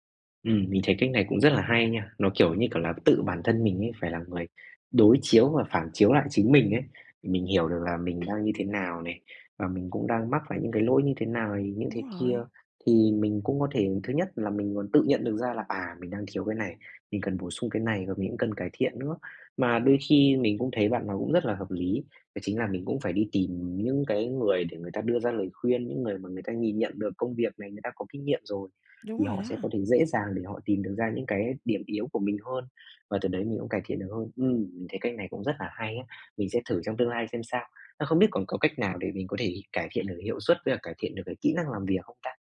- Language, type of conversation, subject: Vietnamese, advice, Làm sao tôi có thể học từ những sai lầm trong sự nghiệp để phát triển?
- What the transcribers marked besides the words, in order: other background noise; tapping